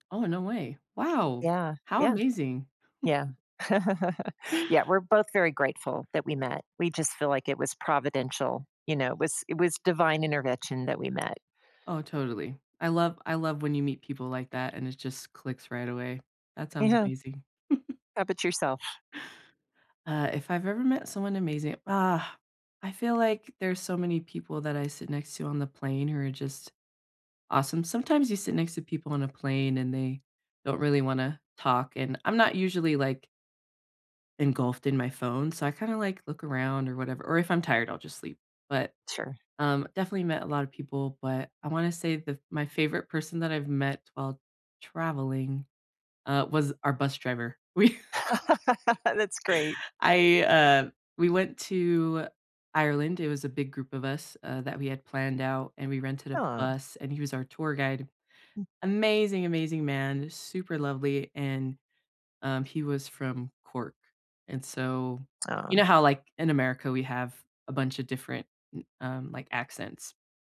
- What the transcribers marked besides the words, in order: laugh; chuckle; tapping; laughing while speaking: "Yeah"; chuckle; laugh; laughing while speaking: "We"; other background noise; teeth sucking
- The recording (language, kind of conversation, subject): English, unstructured, How can I meet someone amazing while traveling?
- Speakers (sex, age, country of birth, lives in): female, 35-39, United States, United States; female, 60-64, United States, United States